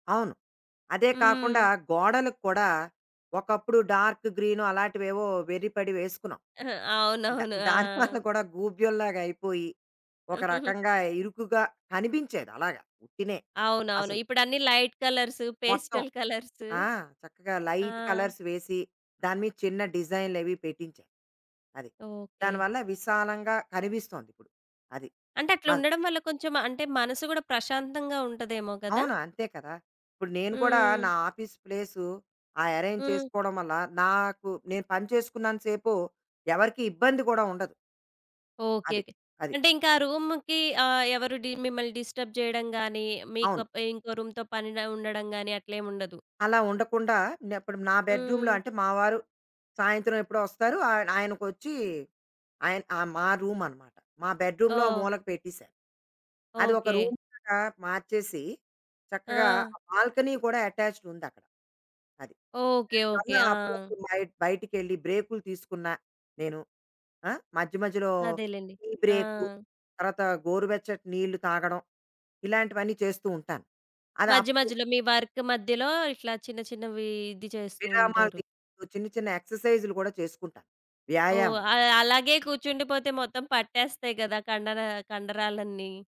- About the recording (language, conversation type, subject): Telugu, podcast, ఒక చిన్న అపార్ట్‌మెంట్‌లో హోమ్ ఆఫీస్‌ను ఎలా ప్రయోజనకరంగా ఏర్పాటు చేసుకోవచ్చు?
- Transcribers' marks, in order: in English: "డార్క్ గ్రీన్"; laughing while speaking: "అవునవును. ఆ!"; chuckle; tapping; in English: "లైట్"; in English: "పేస్టల్"; in English: "లైట్ కలర్స్"; in English: "ఆఫీస్"; in English: "అరేంజ్"; other background noise; in English: "డిస్టర్బ్"; in English: "రూమ్‌తో"; "ఇప్పుడు" said as "నేప్పుడు"; in English: "బెడ్‌రూంలో"; in English: "రూమ్"; in English: "బెడ్‌రూంలో"; in English: "రూమ్‌లాగా"; in English: "బాల్కనీ"; in English: "అటాచ్డ్"; in English: "వర్క్"